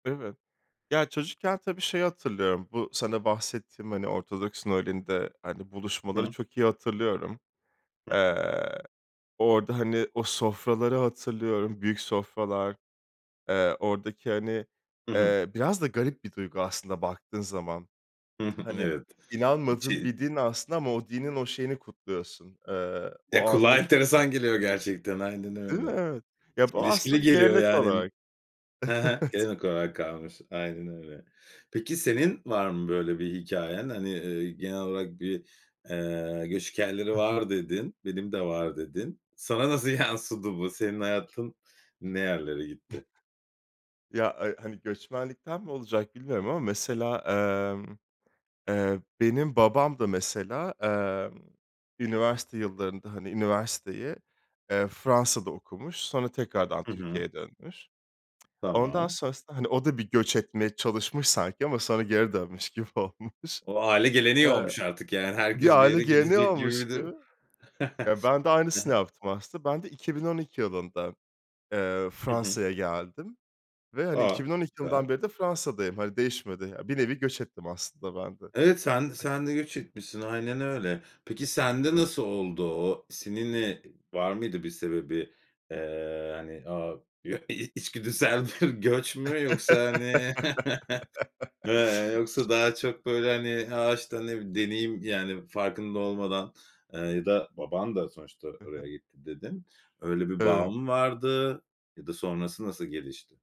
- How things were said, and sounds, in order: other background noise; unintelligible speech; chuckle; laughing while speaking: "Evet"; laughing while speaking: "nasıl"; chuckle; laughing while speaking: "olmuş"; laugh; tapping; chuckle; laughing while speaking: "içgüdüsel bir"; laugh; laughing while speaking: "hani"; laugh
- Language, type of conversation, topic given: Turkish, podcast, Göç hikâyeleri ailenizde nasıl yer buluyor?